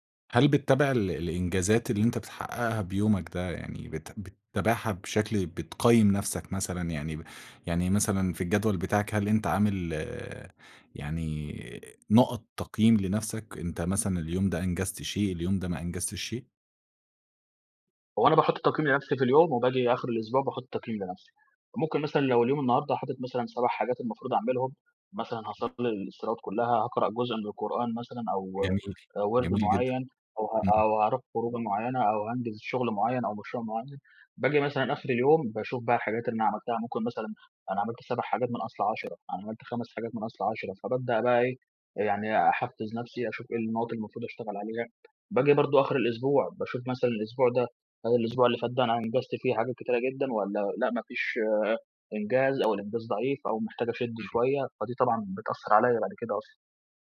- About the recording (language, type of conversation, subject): Arabic, podcast, إيه روتينك المعتاد الصبح؟
- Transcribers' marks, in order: background speech; other background noise; tapping